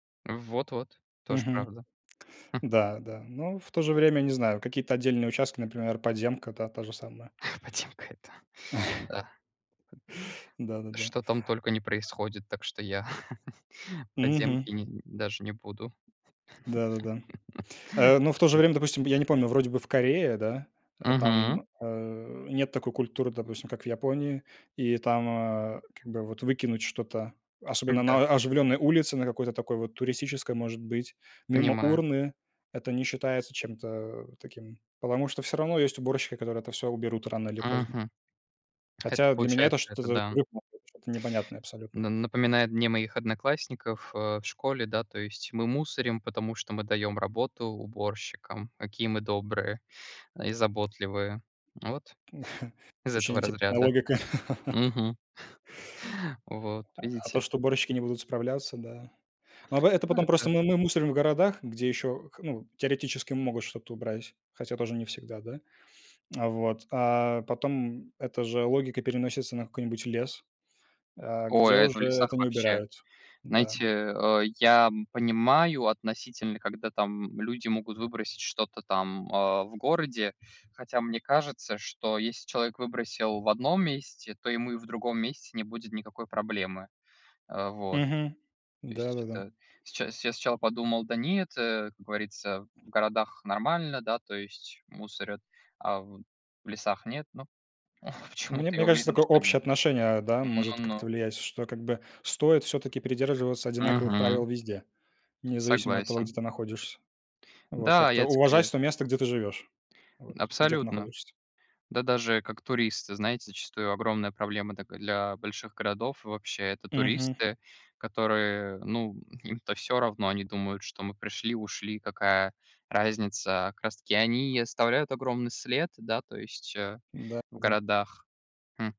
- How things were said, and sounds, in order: chuckle; laughing while speaking: "Подземка - это"; laugh; other background noise; laugh; tapping; laugh; unintelligible speech; chuckle; chuckle; laughing while speaking: "почему-то"; unintelligible speech
- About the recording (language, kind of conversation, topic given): Russian, unstructured, Что вызывает у вас отвращение в загрязнённом городе?